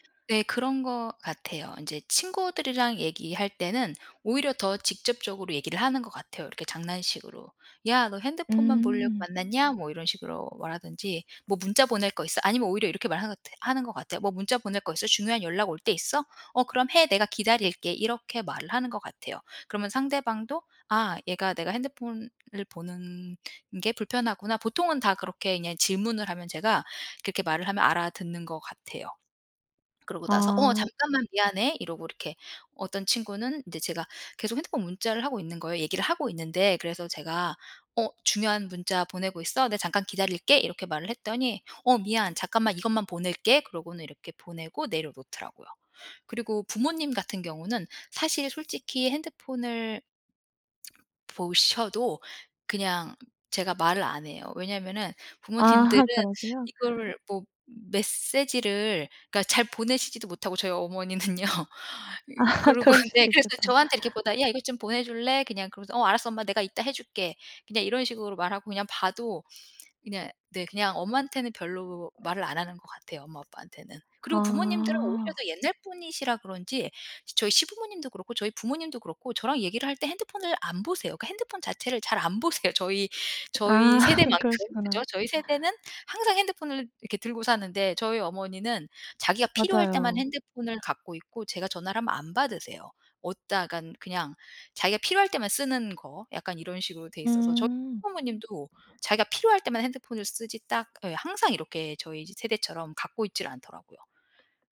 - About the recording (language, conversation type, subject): Korean, podcast, 대화 중에 상대가 휴대폰을 볼 때 어떻게 말하면 좋을까요?
- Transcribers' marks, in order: laughing while speaking: "부모님들은"; other background noise; laugh; laughing while speaking: "어머니는요"; laughing while speaking: "아"; laughing while speaking: "보세요"; laugh; tapping